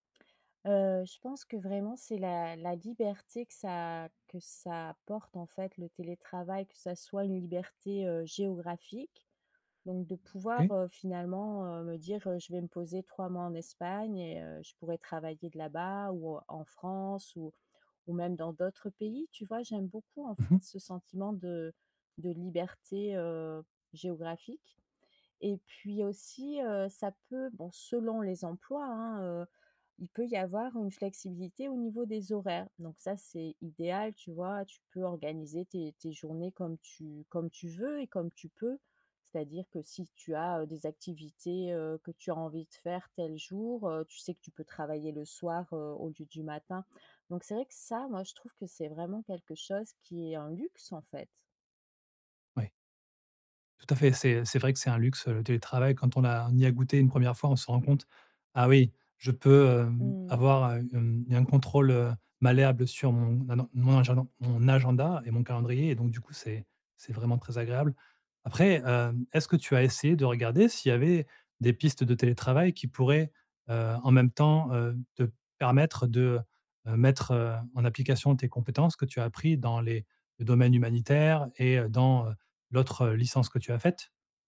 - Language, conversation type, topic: French, advice, Pourquoi ai-je l’impression de stagner dans mon évolution de carrière ?
- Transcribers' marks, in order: stressed: "ça"; other background noise; "agenda" said as "agendan"; stressed: "agenda"